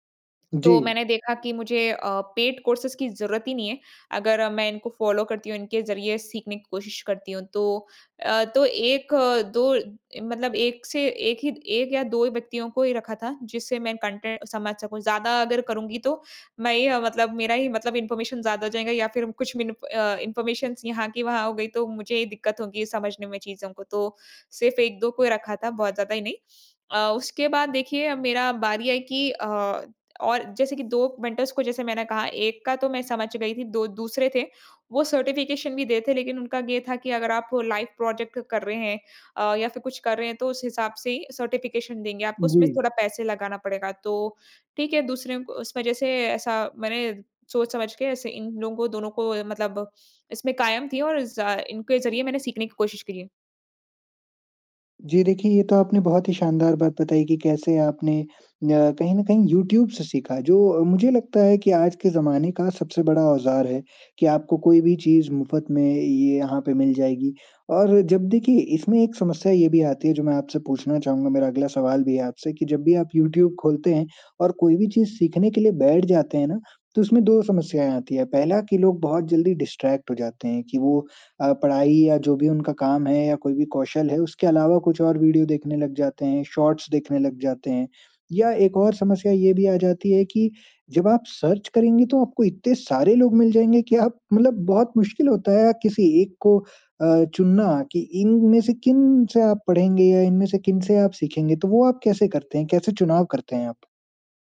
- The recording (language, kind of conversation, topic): Hindi, podcast, नए कौशल सीखने में आपको सबसे बड़ी बाधा क्या लगती है?
- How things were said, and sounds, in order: tapping; in English: "पेड कोर्सेंज़"; in English: "फॉलो"; in English: "कंटेंट"; in English: "इन्फॉर्मेशन"; in English: "इन्फॉर्मेशन"; in English: "मेंटर्स"; in English: "सर्टिफिकेशन"; in English: "लाइव प्रोजेक्ट"; in English: "सर्टिफिकेशन"; lip smack; in English: "डिस्ट्रैक्ट"; lip smack; in English: "सर्च"